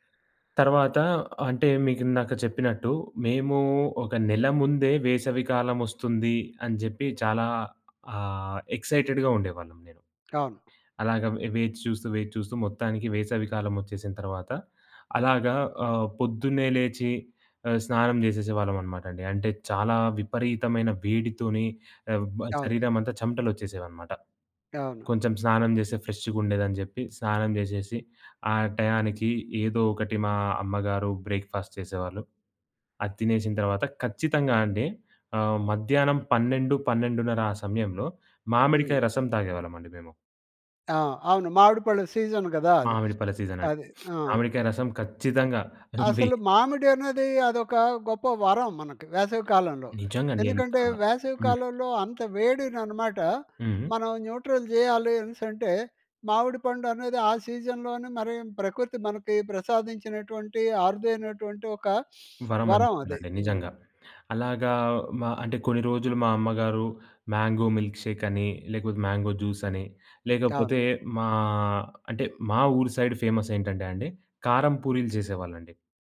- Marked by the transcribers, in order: in English: "ఎక్సైటెడ్‍గా"; tapping; in English: "బ్రేక్‌ఫాస్ట్"; sniff; other background noise; in English: "న్యూట్రల్"; in English: "సీజన్‍లోనే"; sniff; in English: "మ్యాంగో మిల్క్‌షేక్"; in English: "మ్యాంగో జ్యూస్"
- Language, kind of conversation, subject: Telugu, podcast, మీ చిన్నతనంలో వేసవికాలం ఎలా గడిచేది?